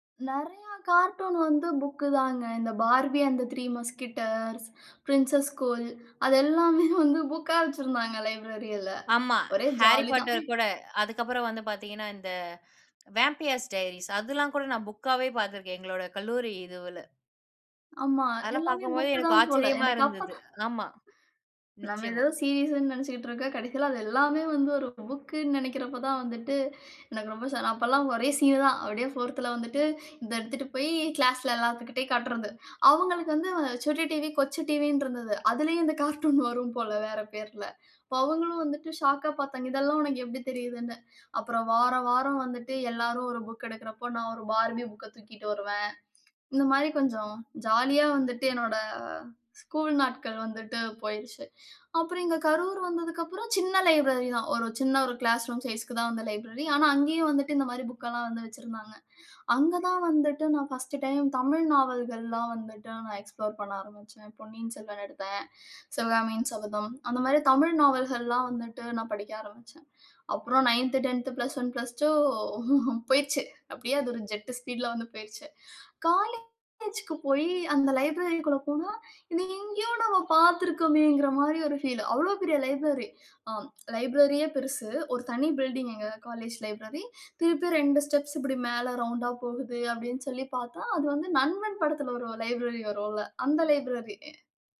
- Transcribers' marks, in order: in English: "கார்ட்டூன்"; "புக் தான்" said as "புக்குதாங்க"; in English: "barbie அண்ட் த்ரீ மஸ்கிட்டர்ஸ் பிரின்சஸ்"; "மஸ்கிட்டோஸ்" said as "மஸ்கிட்டர்ஸ்"; in English: "லைப்ரரில"; inhale; breath; in English: "வேம்பியர்ஸ் டைரீஸ்"; inhale; inhale; inhale; laughing while speaking: "கார்ட்டூன் வரும் போல"; inhale; in English: "ஷாக்கா"; inhale; inhale; in English: "கிளாஸ் ரூம் சைஸ்க்கு"; inhale; in English: "எக்ஸ்ப்ளோர்"; inhale; chuckle; in English: "ஜெட் ஸ்பீட்ல"; inhale; inhale; inhale; inhale
- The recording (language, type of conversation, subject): Tamil, podcast, நீங்கள் முதல் முறையாக நூலகத்திற்குச் சென்றபோது அந்த அனுபவம் எப்படி இருந்தது?